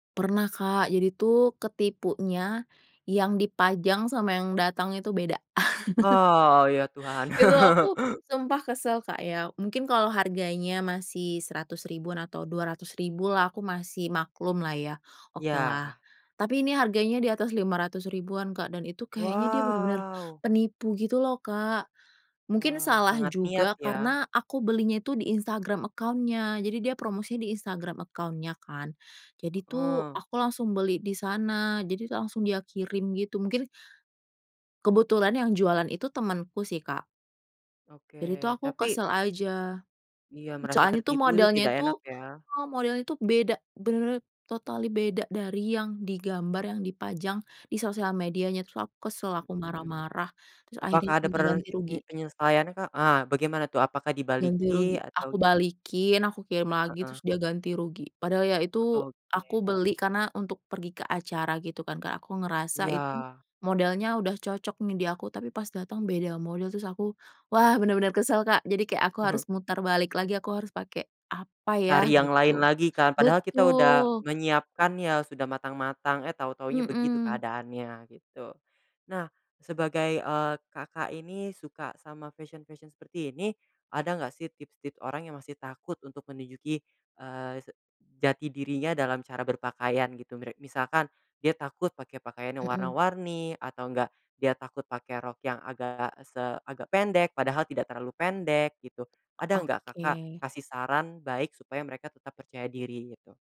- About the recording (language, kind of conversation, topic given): Indonesian, podcast, Bagaimana kamu mendeskripsikan gaya berpakaianmu saat ini?
- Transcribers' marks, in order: chuckle; drawn out: "Wow"; in English: "account-nya"; in English: "account-nya"; "bener-bener" said as "berere"; in English: "totally"; "dibalikin" said as "dibaliki"; other background noise; tapping